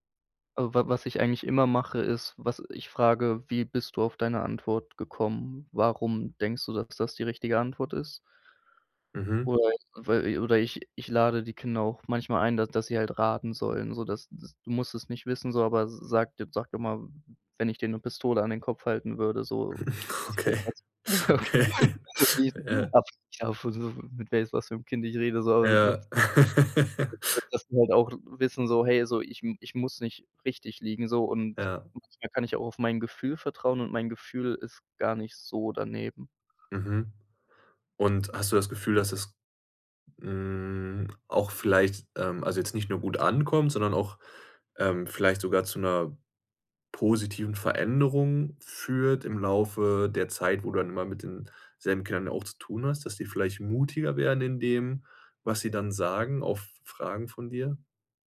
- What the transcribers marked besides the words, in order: other noise; laugh; laughing while speaking: "Okay"; laugh; unintelligible speech; laugh; laugh; unintelligible speech
- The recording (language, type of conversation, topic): German, podcast, Was könnte die Schule im Umgang mit Fehlern besser machen?